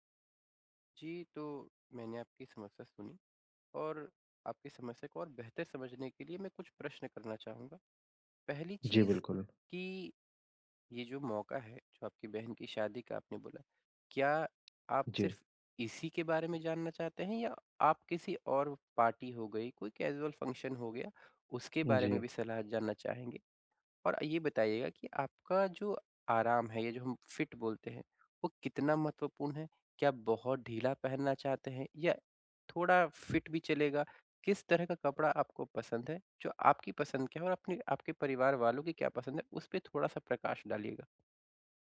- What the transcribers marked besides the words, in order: in English: "कैज़ुअल"; in English: "फिट"; in English: "फिट"
- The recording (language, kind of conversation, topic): Hindi, advice, किसी खास मौके के लिए कपड़े और पहनावा चुनते समय दुविधा होने पर मैं क्या करूँ?